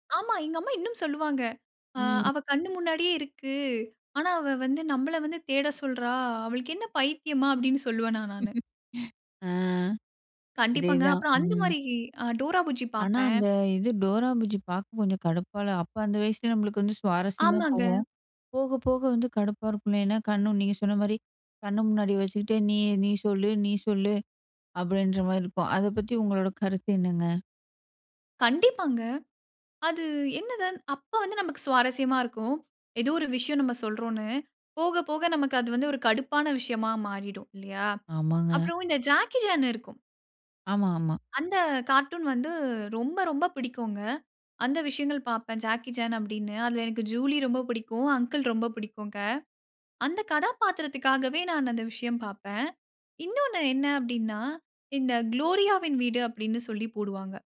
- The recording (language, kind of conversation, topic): Tamil, podcast, சிறுவயதில் நீங்கள் பார்த்த தொலைக்காட்சி நிகழ்ச்சிகள் பற்றிச் சொல்ல முடியுமா?
- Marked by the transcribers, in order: other background noise